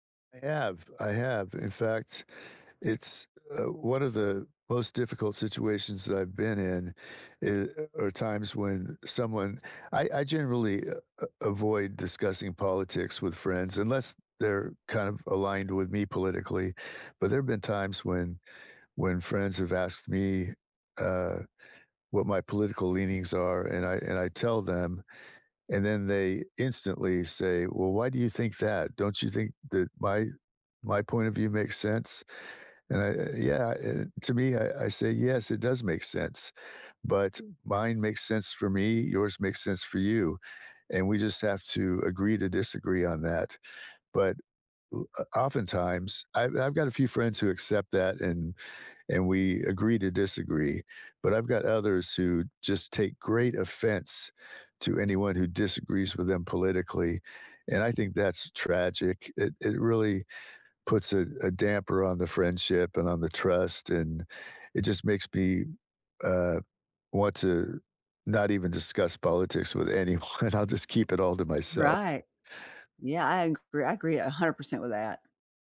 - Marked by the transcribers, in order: laughing while speaking: "anyone"; tapping
- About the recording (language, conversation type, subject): English, unstructured, How do you feel about telling the truth when it hurts someone?
- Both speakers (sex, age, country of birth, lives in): female, 65-69, United States, United States; male, 60-64, United States, United States